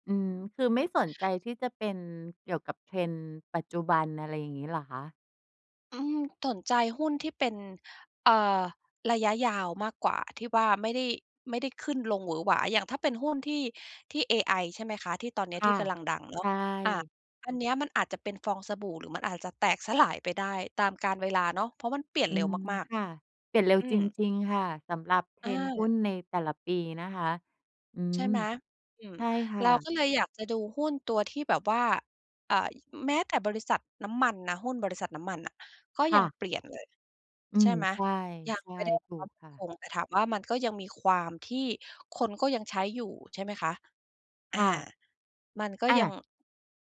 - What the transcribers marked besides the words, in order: "สนใจ" said as "ถนใจ"; laughing while speaking: "สลาย"; tapping
- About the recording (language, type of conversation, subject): Thai, podcast, ถ้าคุณเริ่มเล่นหรือสร้างอะไรใหม่ๆ ได้ตั้งแต่วันนี้ คุณจะเลือกทำอะไร?